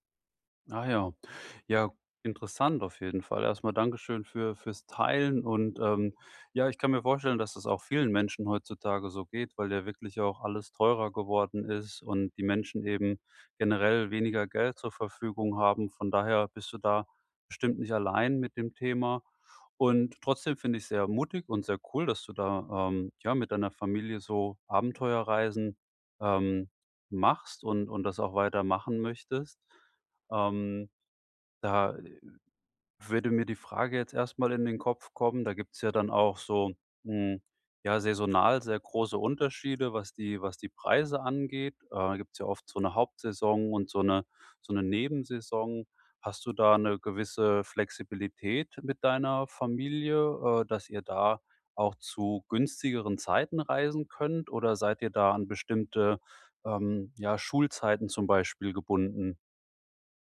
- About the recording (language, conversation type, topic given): German, advice, Wie plane ich eine Reise, wenn mein Budget sehr knapp ist?
- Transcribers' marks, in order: none